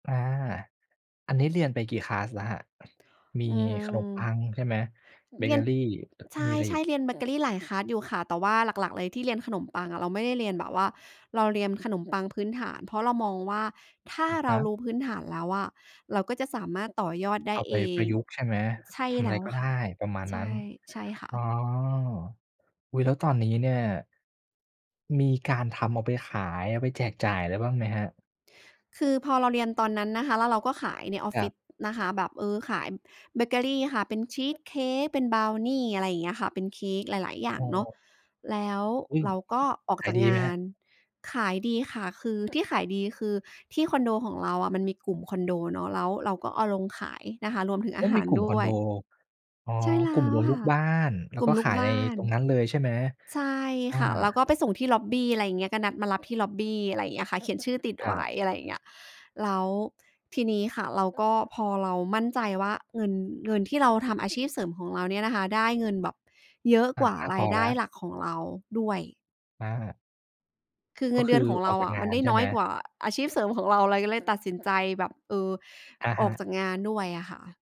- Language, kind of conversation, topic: Thai, podcast, คุณมีวิธีเตรียมอาหารล่วงหน้าเพื่อประหยัดเวลาอย่างไรบ้าง เล่าให้ฟังได้ไหม?
- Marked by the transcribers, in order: other background noise